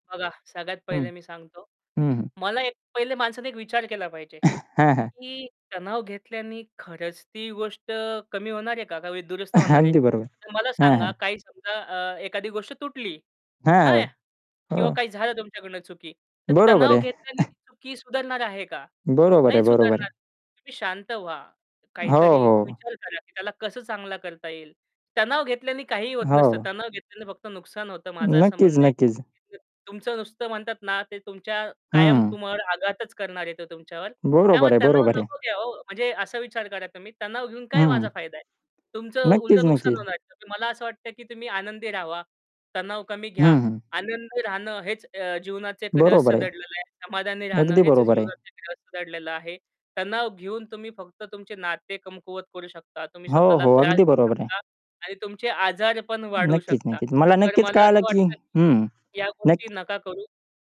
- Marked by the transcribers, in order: static; chuckle; distorted speech; chuckle; chuckle; unintelligible speech; "तुमच्यावर" said as "तुम्हावर"; other background noise; tapping
- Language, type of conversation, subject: Marathi, podcast, तुम्हाला तणाव आला की तुम्ही काय करता?